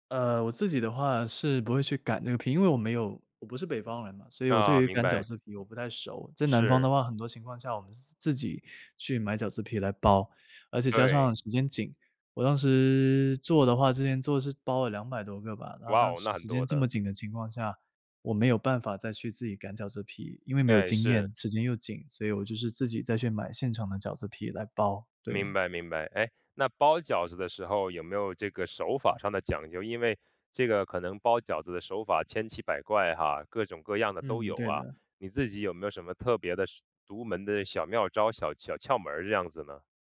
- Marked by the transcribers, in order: other noise
- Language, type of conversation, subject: Chinese, podcast, 节日聚会时，你们家通常必做的那道菜是什么？